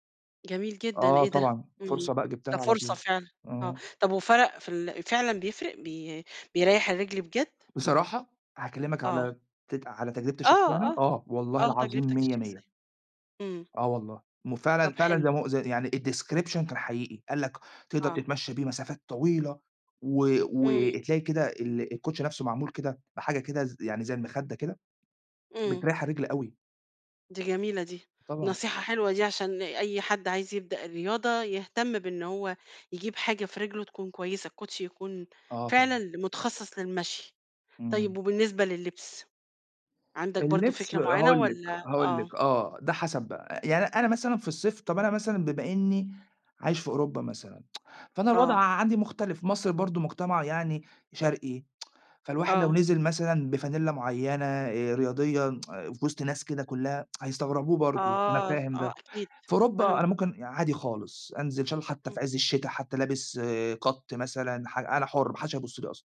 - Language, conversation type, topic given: Arabic, podcast, إيه فوائد المشي كل يوم وإزاي نخليه عادة ثابتة؟
- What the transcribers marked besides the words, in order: tapping; in English: "الdescription"; tsk; tsk; tsk; in English: "cut"